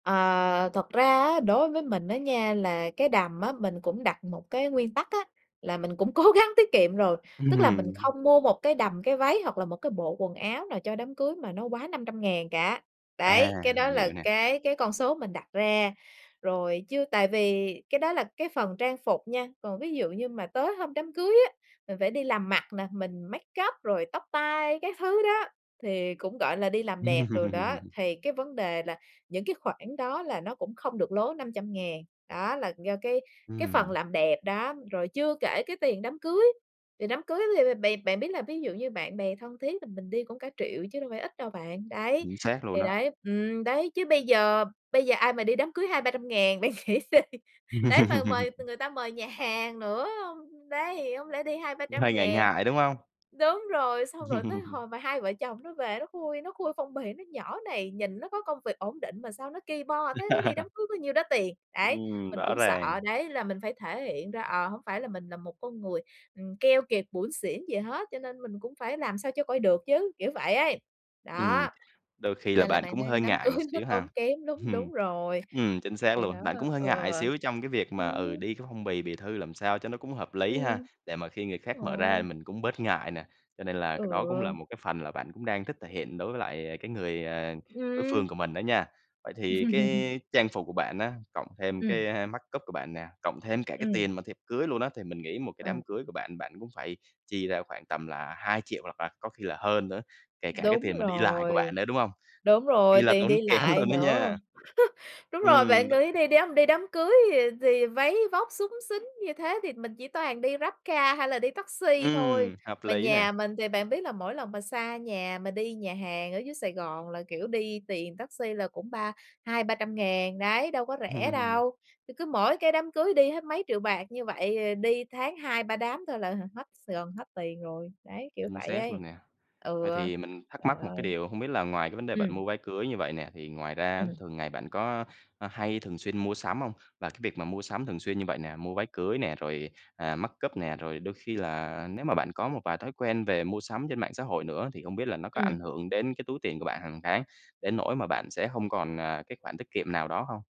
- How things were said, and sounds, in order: tapping; laughing while speaking: "cố gắng"; laughing while speaking: "Ừm"; in English: "makeup"; laugh; laugh; laughing while speaking: "bạn nghĩ gì"; laugh; laugh; laughing while speaking: "Ừm"; other background noise; laughing while speaking: "cưới"; "một" said as "ừn"; laugh; in English: "mắc cấp"; "makeup" said as "mắc cấp"; laugh; laughing while speaking: "luôn đó nha"; laugh; in English: "mắc cấp"; "makeup" said as "mắc cấp"
- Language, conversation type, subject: Vietnamese, advice, Làm sao để cân bằng giữa tiết kiệm và áp lực phải tiêu xài theo bạn bè?